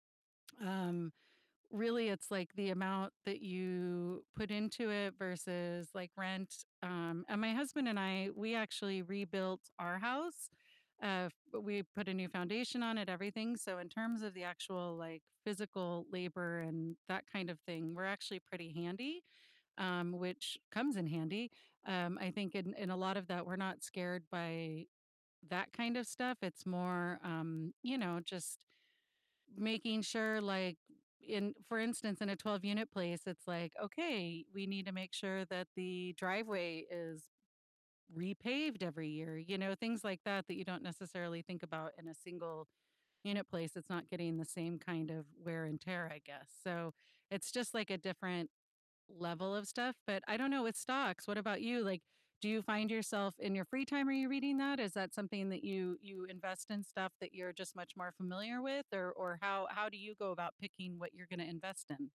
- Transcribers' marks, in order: distorted speech
- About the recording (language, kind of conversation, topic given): English, unstructured, What is the biggest risk you would take for your future?
- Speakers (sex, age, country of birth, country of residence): female, 50-54, United States, United States; male, 20-24, United States, United States